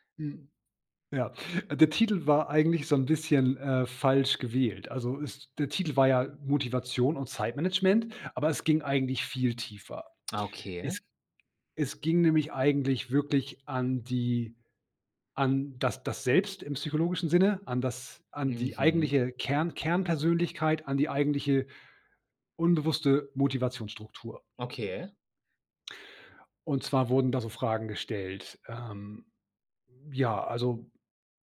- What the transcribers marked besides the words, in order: none
- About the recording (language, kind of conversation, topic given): German, podcast, Welche Erfahrung hat deine Prioritäten zwischen Arbeit und Leben verändert?
- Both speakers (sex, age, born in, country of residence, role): male, 25-29, Germany, Germany, host; male, 40-44, Germany, Germany, guest